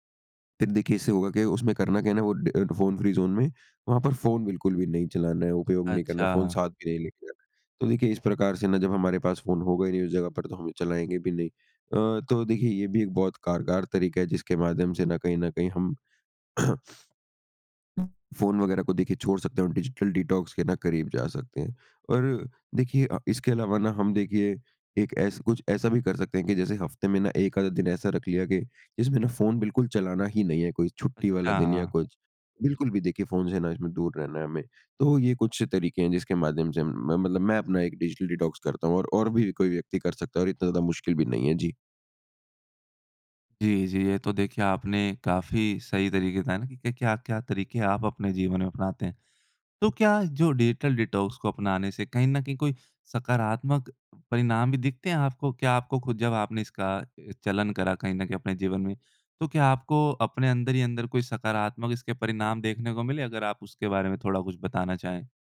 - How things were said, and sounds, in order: in English: "फ्री ज़ोन"; cough; sniff; in English: "डिजिटल डिटॉक्स"; in English: "डिजिटल डिटॉक्स"; in English: "डिजिटल डिटॉक्स"
- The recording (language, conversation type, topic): Hindi, podcast, डिजिटल डिटॉक्स करने का आपका तरीका क्या है?